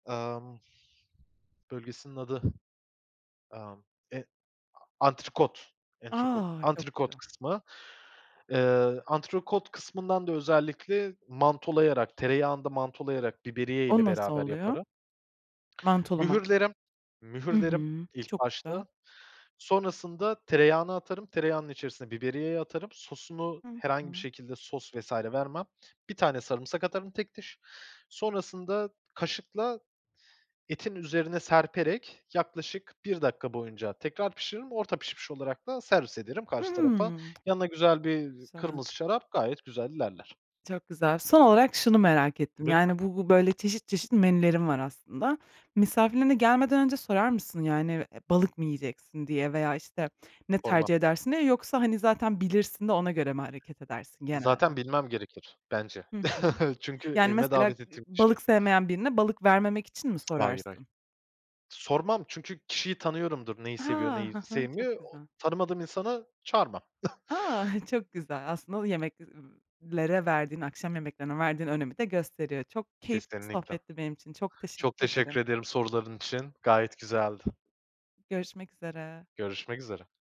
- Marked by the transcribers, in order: tapping; "antrikot" said as "entrikot"; other background noise; chuckle; tsk; chuckle
- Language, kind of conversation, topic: Turkish, podcast, Akşam yemekleri evinizde genelde nasıl geçer?